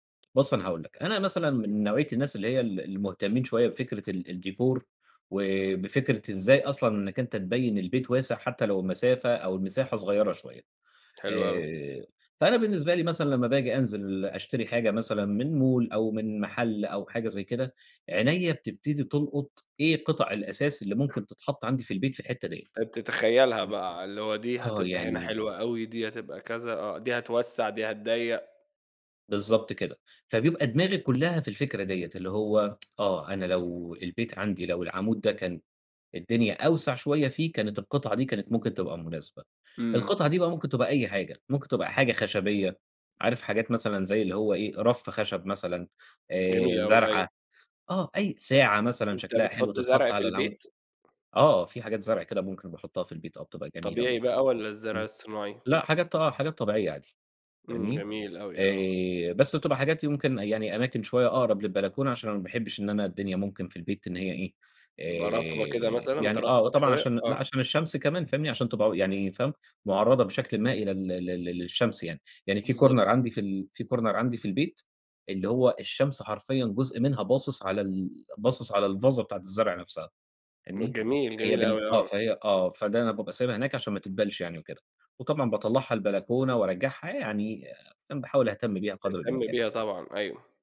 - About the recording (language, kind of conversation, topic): Arabic, podcast, إزاي تستغل المساحات الضيّقة في البيت؟
- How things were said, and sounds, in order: tapping; in English: "الديكور"; in English: "مول"; other background noise; in English: "امم"; unintelligible speech; tsk; in English: "Corner"; in English: "Corner"